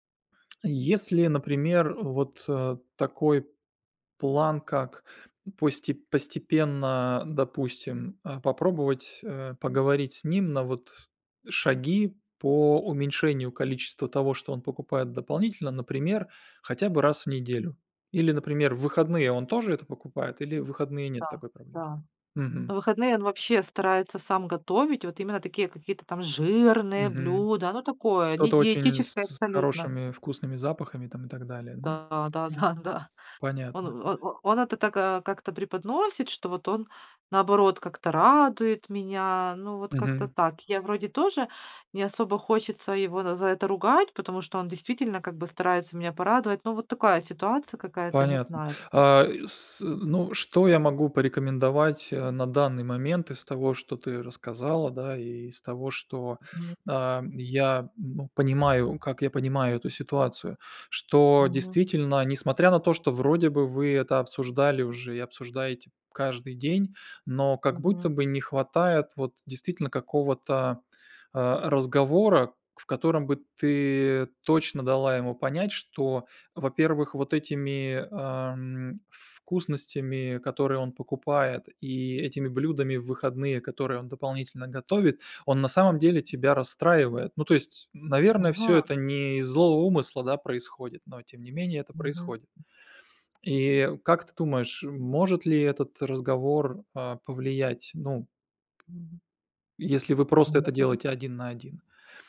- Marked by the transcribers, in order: tapping; other background noise; background speech
- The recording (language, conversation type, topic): Russian, advice, Как решить конфликт с партнёром из-за разных пищевых привычек?